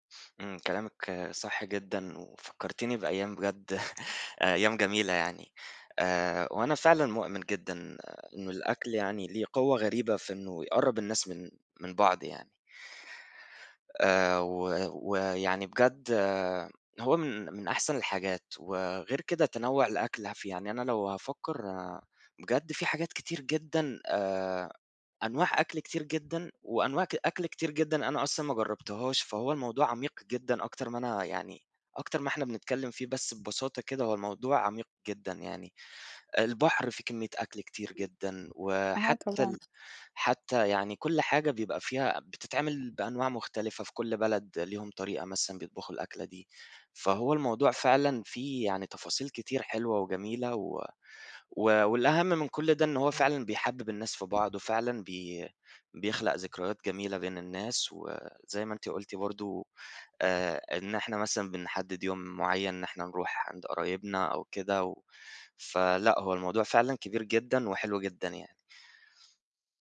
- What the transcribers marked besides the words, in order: chuckle; other noise; other background noise; tapping
- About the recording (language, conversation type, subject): Arabic, unstructured, هل إنت مؤمن إن الأكل ممكن يقرّب الناس من بعض؟